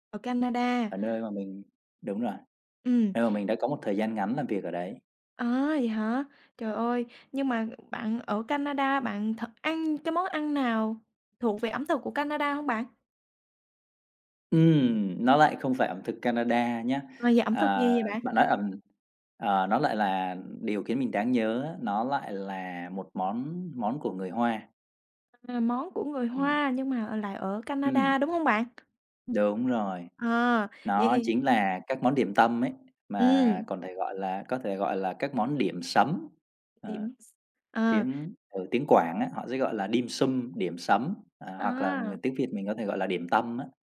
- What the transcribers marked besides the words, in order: other background noise; tapping; in English: "điểm sắm"; in English: "dimsum"
- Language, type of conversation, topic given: Vietnamese, podcast, Bạn có thể kể về một kỷ niệm ẩm thực đáng nhớ của bạn không?